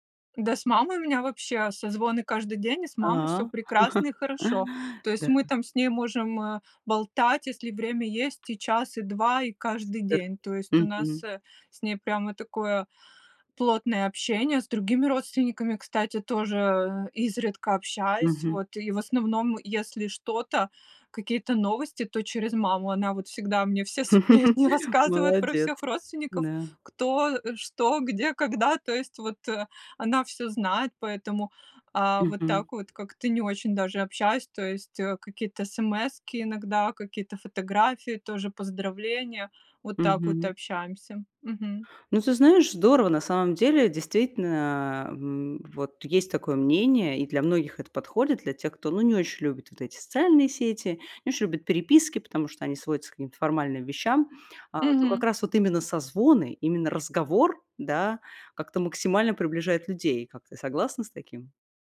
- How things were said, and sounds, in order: laugh; tapping; "Супер" said as "спер"; laugh; laughing while speaking: "сплетни"
- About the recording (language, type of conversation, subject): Russian, podcast, Как смартфоны меняют наши личные отношения в повседневной жизни?